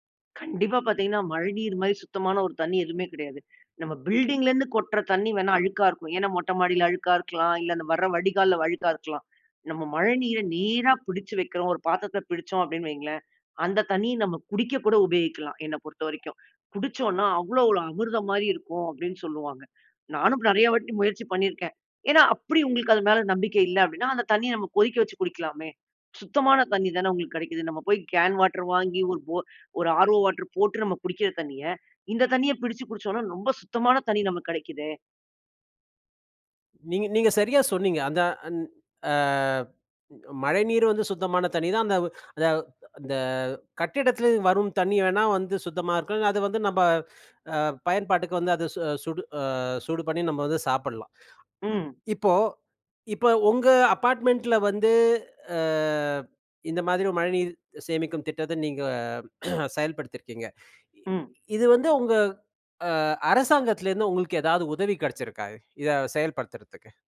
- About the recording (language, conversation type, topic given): Tamil, podcast, வீட்டில் மழைநீர் சேமிப்பை எளிய முறையில் எப்படி செய்யலாம்?
- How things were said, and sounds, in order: in English: "பில்டிங்லேருந்து"; "ஒரு" said as "ஓளு"; in English: "கேன் வாட்டர்"; in English: "ஆரோ வாட்டர்"; "ரொம்ப" said as "நொம்ப"; drawn out: "அ"; in English: "அப்பார்ட்மெண்ட்டில"; drawn out: "அ"; throat clearing